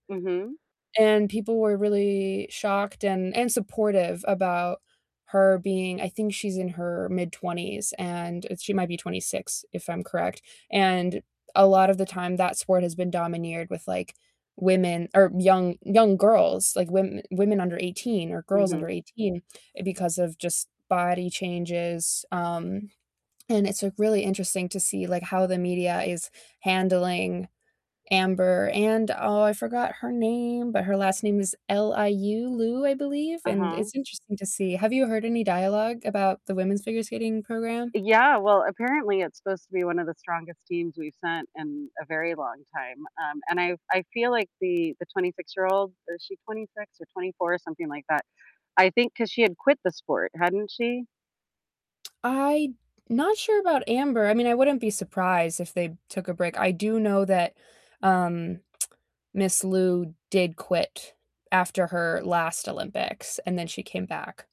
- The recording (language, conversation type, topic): English, unstructured, What recent news story surprised you the most?
- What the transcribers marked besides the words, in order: distorted speech